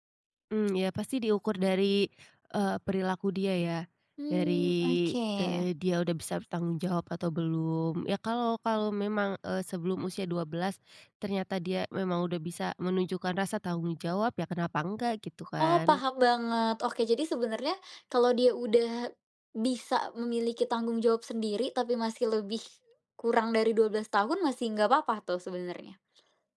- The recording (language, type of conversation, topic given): Indonesian, podcast, Menurut Anda, kapan waktu yang tepat untuk memberikan ponsel kepada anak?
- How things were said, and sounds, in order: tapping; other background noise